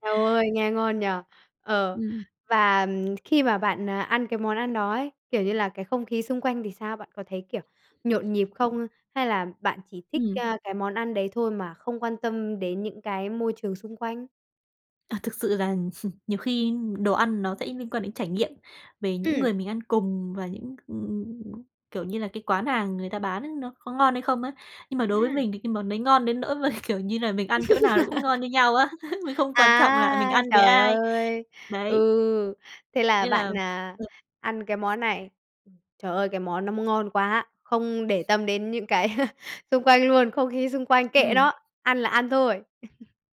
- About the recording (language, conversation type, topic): Vietnamese, podcast, Bạn nhớ nhất món ăn đường phố nào và vì sao?
- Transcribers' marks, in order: other background noise; laugh; tapping; laughing while speaking: "kiểu"; laugh; laugh; laughing while speaking: "Mình không quan trọng là mình ăn với ai"; unintelligible speech; laugh; laugh